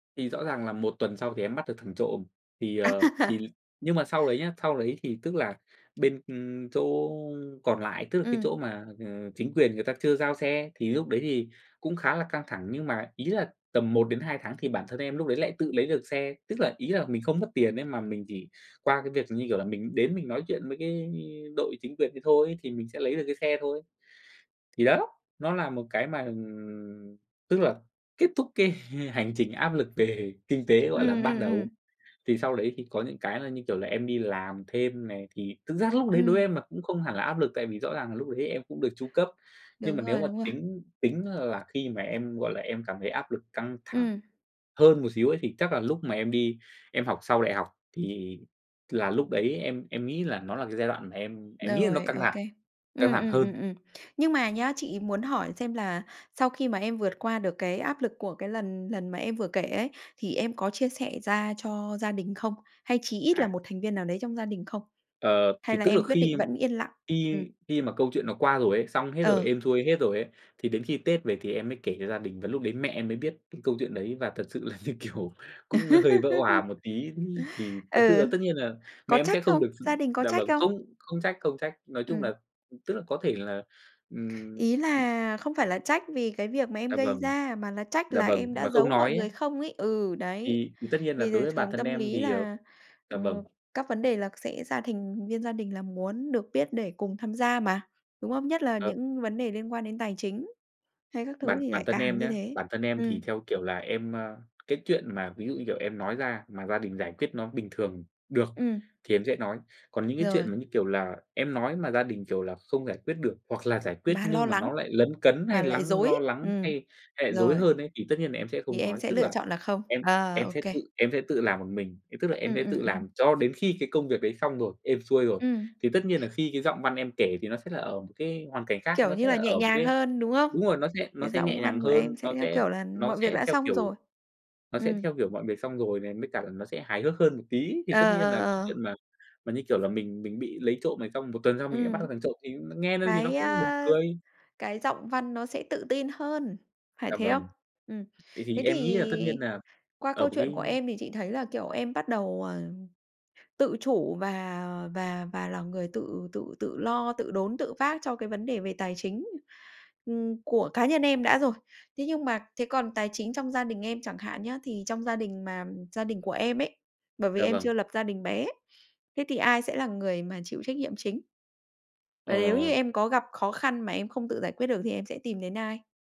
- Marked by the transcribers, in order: laugh; tapping; laughing while speaking: "h"; horn; laugh; laughing while speaking: "là, như kiểu"; other background noise
- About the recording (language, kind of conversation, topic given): Vietnamese, podcast, Bạn giải quyết áp lực tài chính trong gia đình như thế nào?